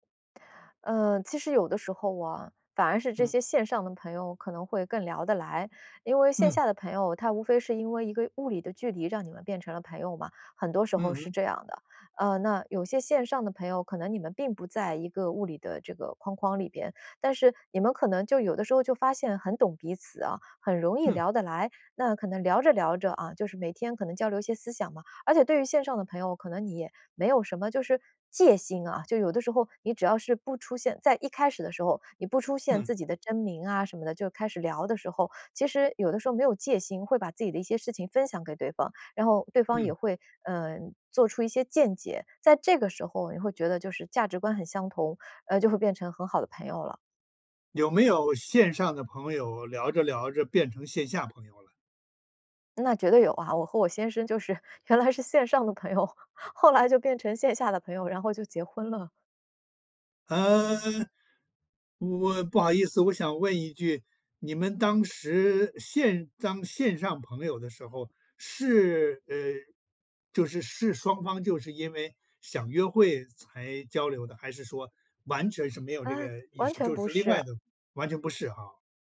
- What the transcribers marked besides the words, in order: laughing while speaking: "原来是线上的朋友，后来就变成线下的朋友，然后就结婚了"; drawn out: "呃"
- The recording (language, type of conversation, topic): Chinese, podcast, 你怎么看线上朋友和线下朋友的区别？